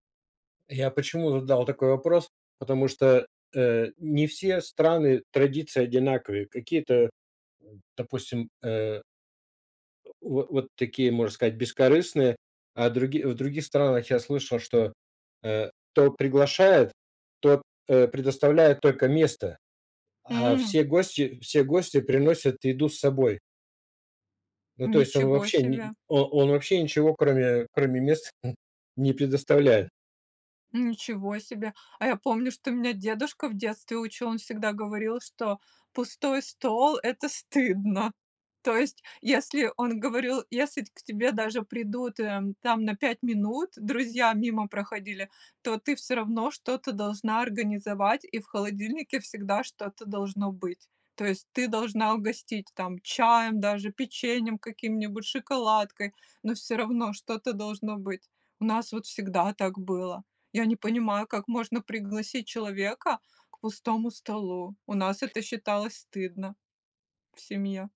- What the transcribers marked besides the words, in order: other background noise; chuckle; laughing while speaking: "стыдно"; tapping
- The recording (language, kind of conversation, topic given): Russian, podcast, Как проходили семейные праздники в твоём детстве?